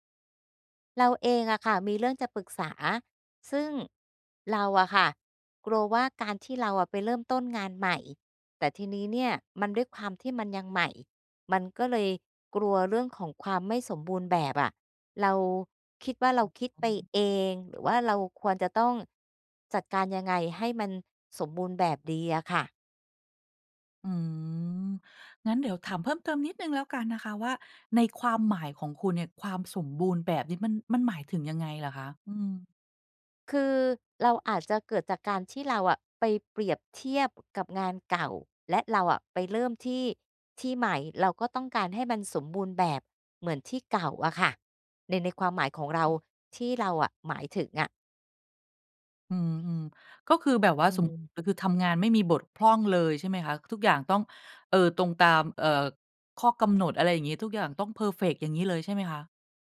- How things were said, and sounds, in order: unintelligible speech
- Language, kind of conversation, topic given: Thai, advice, ทำไมฉันถึงกลัวที่จะเริ่มงานใหม่เพราะความคาดหวังว่าตัวเองต้องทำได้สมบูรณ์แบบ?